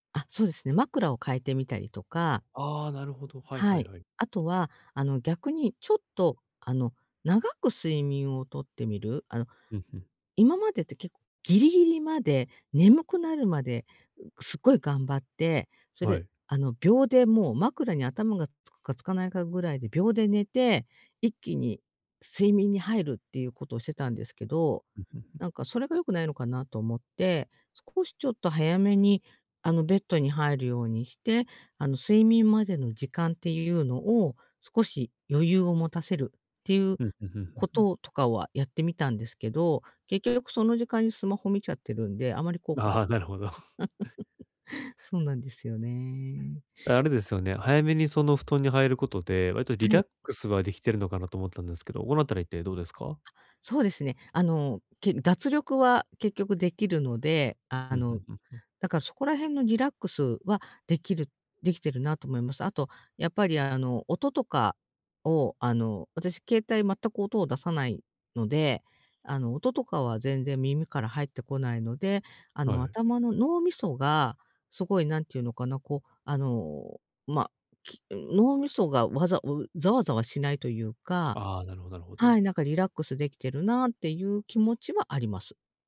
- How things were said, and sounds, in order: chuckle
- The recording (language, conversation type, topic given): Japanese, advice, 睡眠の質を高めて朝にもっと元気に起きるには、どんな習慣を見直せばいいですか？